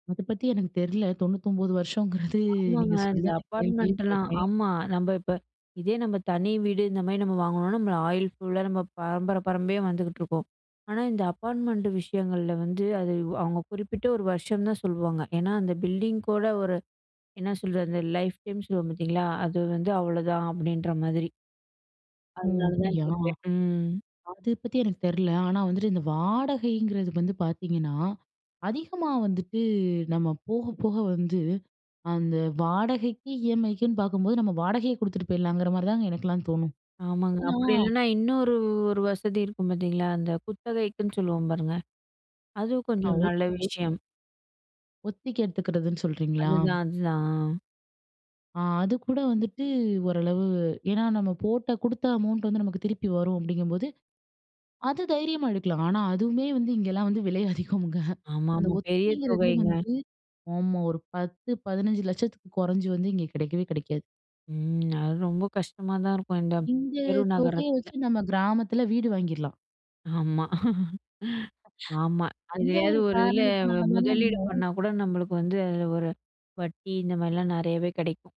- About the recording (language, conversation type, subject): Tamil, podcast, வீடு வாங்கலாமா, இல்லையா வாடகையிலேயே தொடரலாமா என்ற முடிவை நீங்கள் எப்படிச் சிந்திக்கிறீர்கள்?
- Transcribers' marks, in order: "பரம்பரயா" said as "பரம்பேய"; in English: "லைஃப் டைம்"; drawn out: "வாடகைங்கிறது"; drawn out: "வந்துட்டு"; in English: "இஎம்ஐக்குன்னு"; other noise; laughing while speaking: "விலை அதிகம்ங்க"; laugh